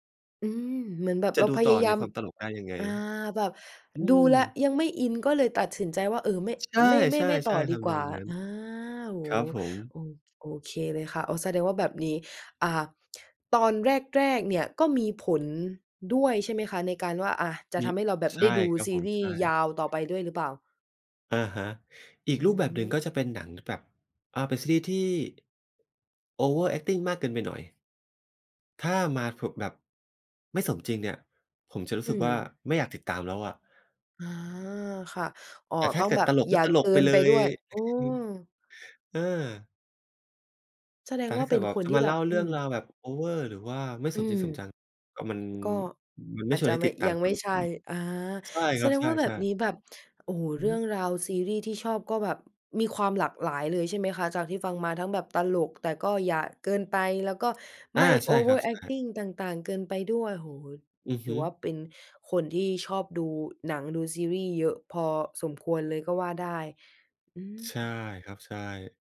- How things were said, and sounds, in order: other background noise; in English: "Overacting"; in English: "Overacting"
- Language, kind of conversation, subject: Thai, podcast, ซีรีส์เรื่องโปรดของคุณคือเรื่องอะไร และทำไมถึงชอบ?